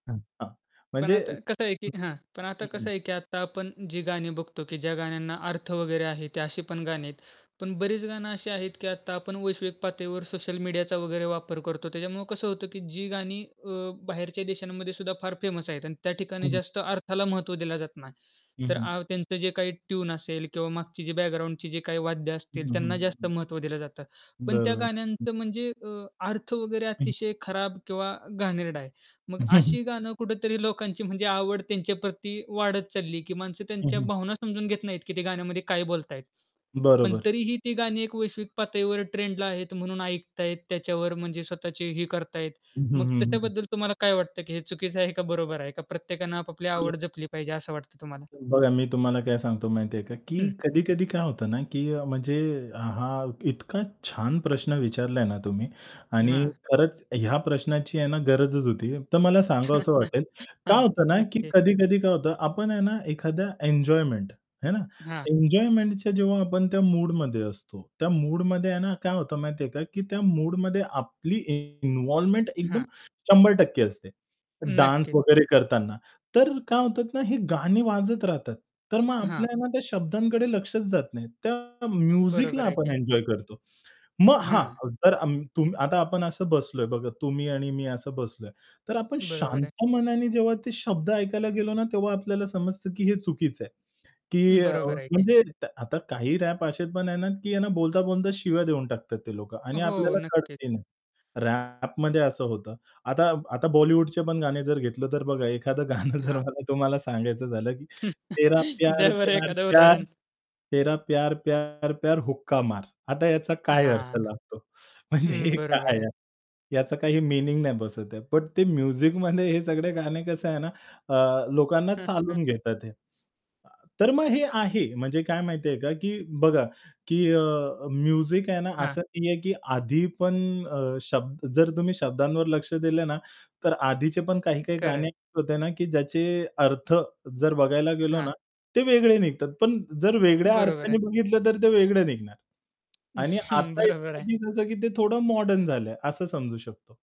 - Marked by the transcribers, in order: distorted speech; in English: "फेमस"; static; chuckle; unintelligible speech; chuckle; in English: "डान्स"; "आपलं" said as "आपल्याला"; in English: "म्युझिकला"; in English: "रॅप"; tapping; in English: "रॅपमध्ये"; laughing while speaking: "एखादं गाणं जर मला तुम्हाला सांगायचं झालं की"; other background noise; chuckle; laughing while speaking: "द्या बरं एखादं उदाहरण"; in Hindi: "तेरा प्यार, प्यार, प्यार तेरा प्यार, प्यार, प्यार हुक्का मार"; laughing while speaking: "म्हणजे हे काय आहे?"; in English: "म्युझिकमध्ये"; "लोक ना" said as "लोकांना"; in English: "म्युझिक"; other noise; chuckle; laughing while speaking: "बरोबर आहे"
- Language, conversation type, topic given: Marathi, podcast, एखाद्या चित्रपटामुळे किंवा कलाकारामुळे तुमची संगीताची आवड बदलली आहे का?